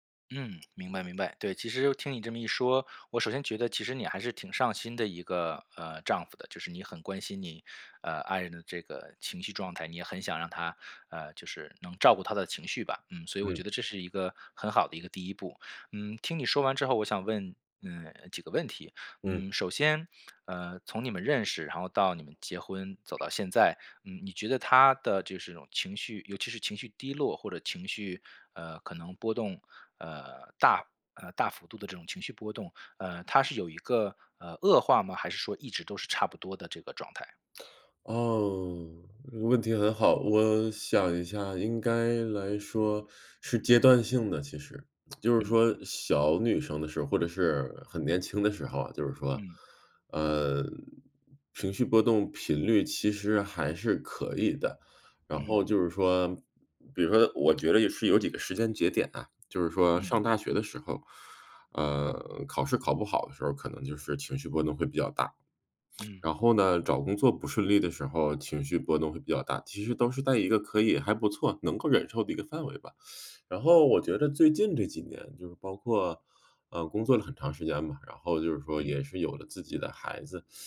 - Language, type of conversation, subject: Chinese, advice, 我该如何支持情绪低落的伴侣？
- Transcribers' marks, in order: "她" said as "掏"; tsk; "在" said as "带"; teeth sucking